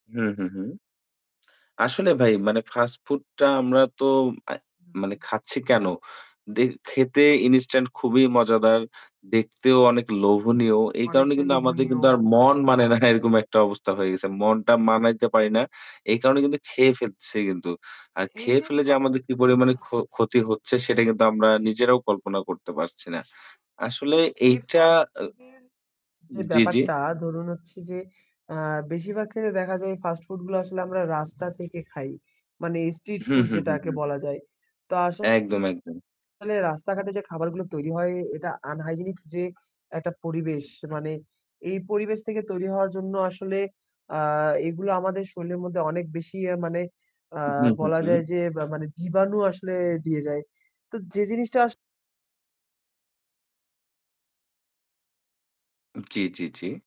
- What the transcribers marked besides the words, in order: static; laughing while speaking: "মানে না। এরকম একটা"; distorted speech; unintelligible speech; throat clearing; other background noise; in English: "unhygienic"; "শরীরের" said as "শইলের"; "মধ্যে" said as "মদ্দে"
- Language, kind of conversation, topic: Bengali, unstructured, আধুনিক জীবনযাত্রায় নিয়মিত শরীরচর্চা, ফাস্ট ফুডের ক্ষতি এবং মোবাইল ফোন বেশি ব্যবহারে চোখের সমস্যার বিষয়ে তুমি কী ভাবো?
- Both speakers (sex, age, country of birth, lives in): male, 20-24, Bangladesh, Bangladesh; male, 55-59, Bangladesh, Bangladesh